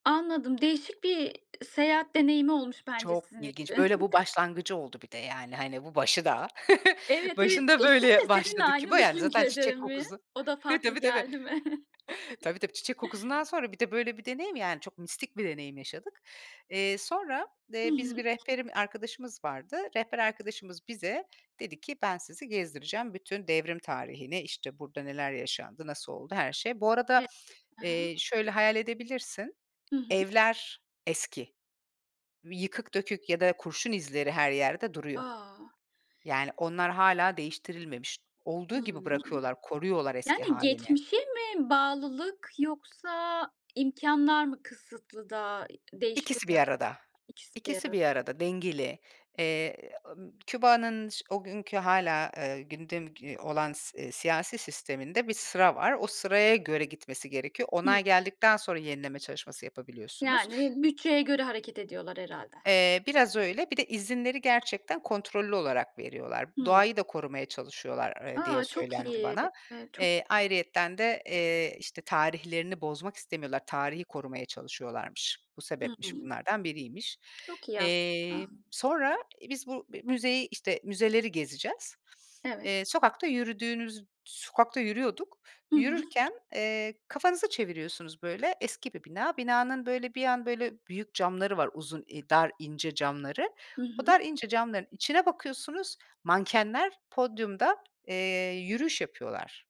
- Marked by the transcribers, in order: chuckle; tapping; chuckle; background speech; chuckle; other background noise
- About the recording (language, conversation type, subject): Turkish, podcast, En unutulmaz seyahat deneyimini anlatır mısın?